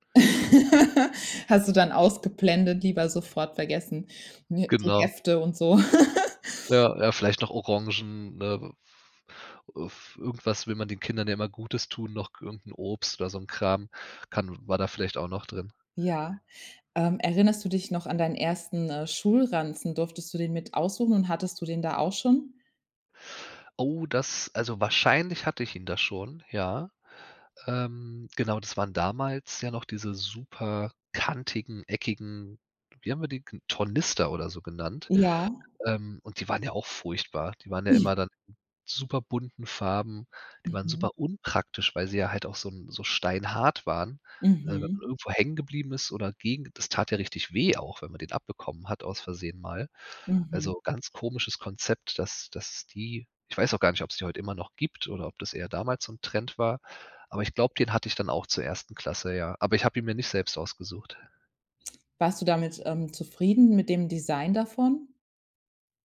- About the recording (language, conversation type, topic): German, podcast, Kannst du von deinem ersten Schultag erzählen?
- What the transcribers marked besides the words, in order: laugh; laugh; stressed: "Tornister"; other noise; stressed: "weh"